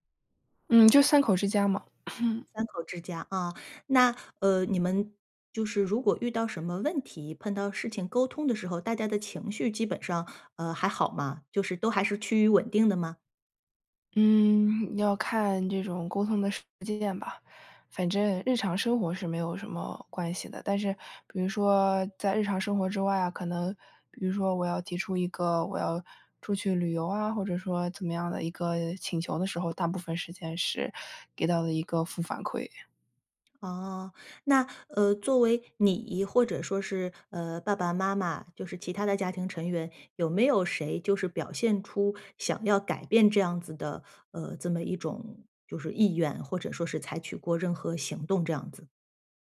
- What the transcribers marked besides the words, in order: throat clearing
- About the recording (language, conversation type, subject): Chinese, advice, 我们怎样改善家庭的沟通习惯？